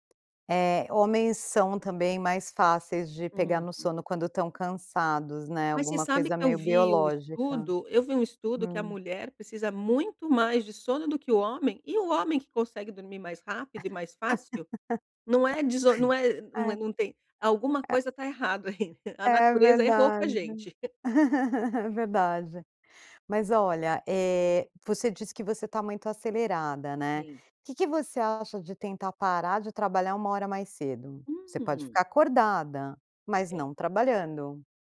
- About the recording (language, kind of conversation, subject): Portuguese, advice, Como posso manter horários regulares mesmo com uma rotina variável?
- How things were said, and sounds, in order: laugh; chuckle